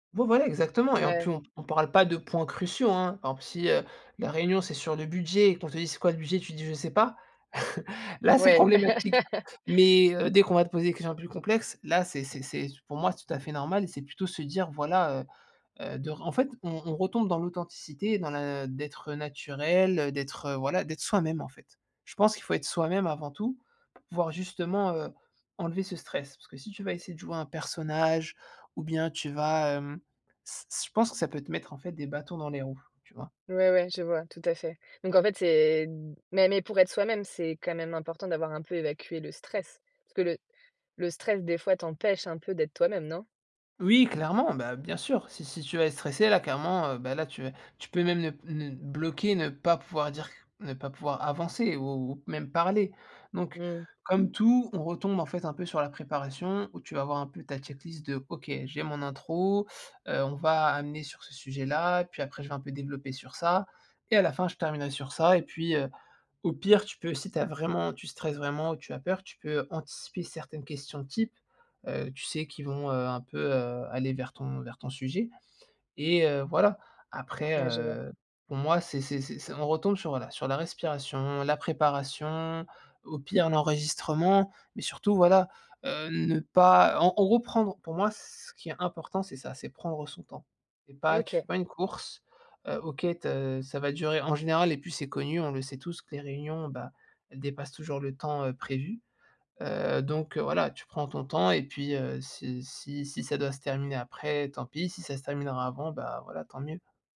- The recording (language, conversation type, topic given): French, podcast, Quelles astuces pour parler en public sans stress ?
- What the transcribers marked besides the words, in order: chuckle; laughing while speaking: "Là, c'est problématique"; laugh; tapping; other background noise; stressed: "t'empêche"; in English: "check list"